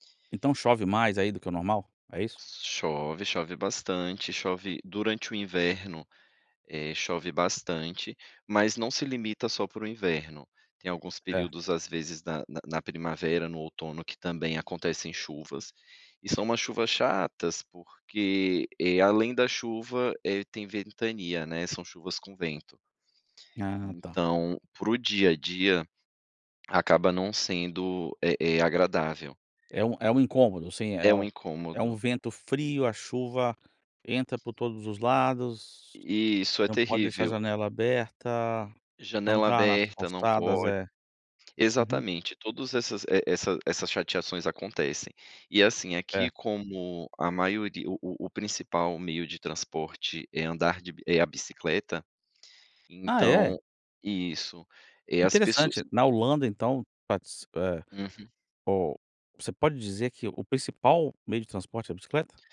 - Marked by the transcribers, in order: tapping; other background noise
- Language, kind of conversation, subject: Portuguese, podcast, Como o ciclo das chuvas afeta seu dia a dia?